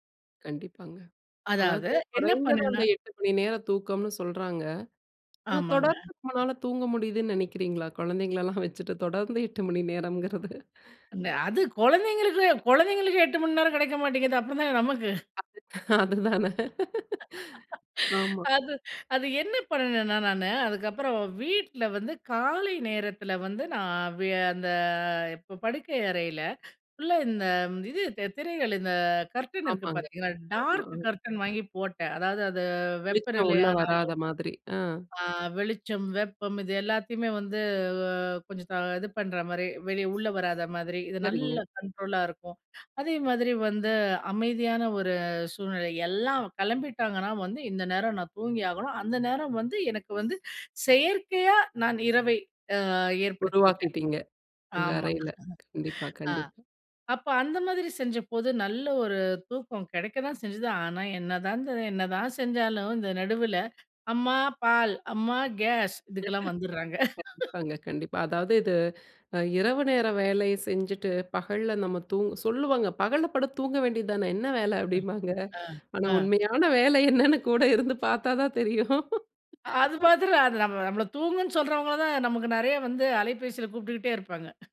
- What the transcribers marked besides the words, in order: laughing while speaking: "அதுதானே"; laugh; in English: "கர்டன்"; in English: "கர்டன்"; laugh; tapping; laughing while speaking: "ஆனா, உண்மையான வேல என்னன்னு கூட இருந்து பாத்தா தான் தெரியும்"
- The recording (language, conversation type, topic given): Tamil, podcast, உங்கள் தூக்கப்பழக்கம் மனஅழுத்தத்தைக் குறைக்க எப்படி உதவுகிறது?